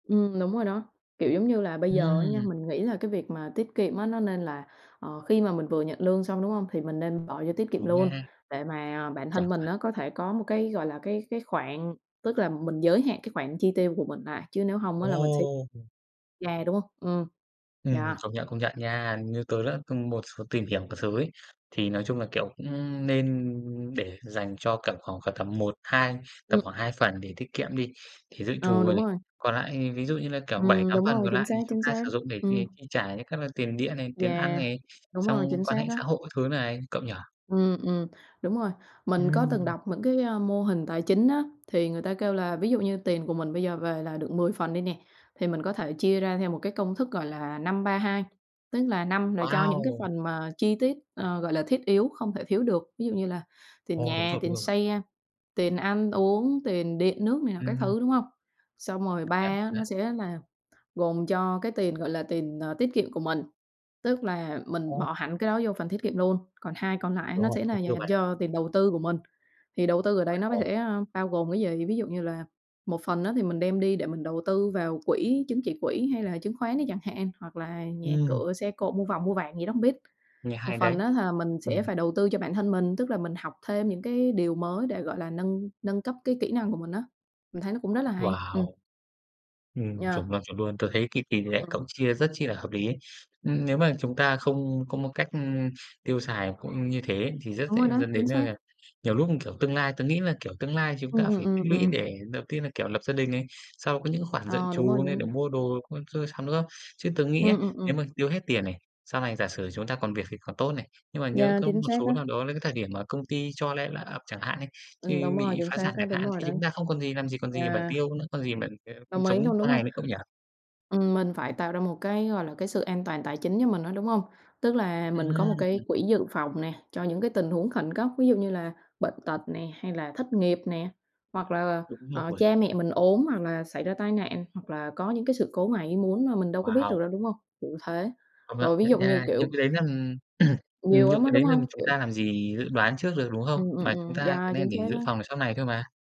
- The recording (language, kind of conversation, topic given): Vietnamese, unstructured, Bạn nghĩ sao về việc tiết kiệm tiền mỗi tháng?
- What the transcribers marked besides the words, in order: tapping; other background noise; unintelligible speech; unintelligible speech; in English: "layoff"; throat clearing